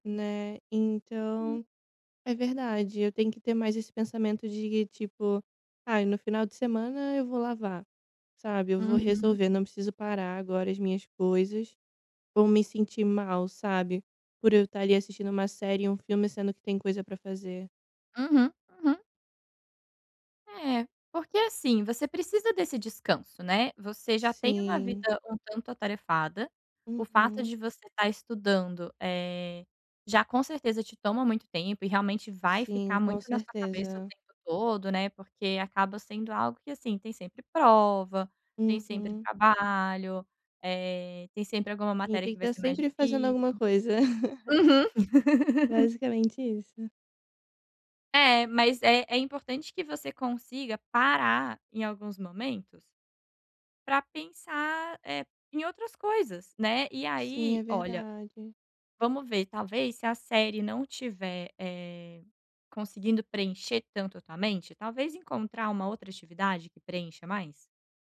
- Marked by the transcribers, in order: chuckle; laugh; other background noise
- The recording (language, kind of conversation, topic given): Portuguese, advice, Como posso desligar a mente para relaxar?